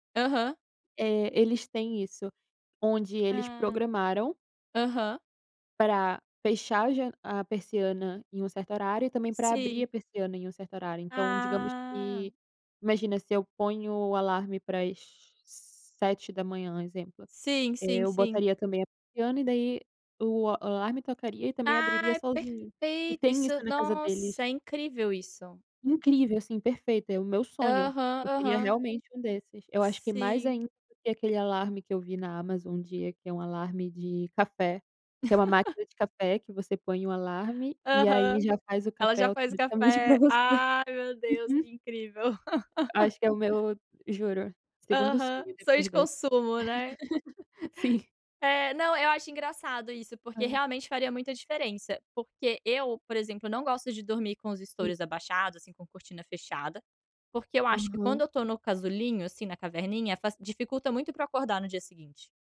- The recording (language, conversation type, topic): Portuguese, unstructured, Qual hábito simples mudou sua rotina para melhor?
- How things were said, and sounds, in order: drawn out: "Ah"; laugh; laughing while speaking: "para você"; laugh; laugh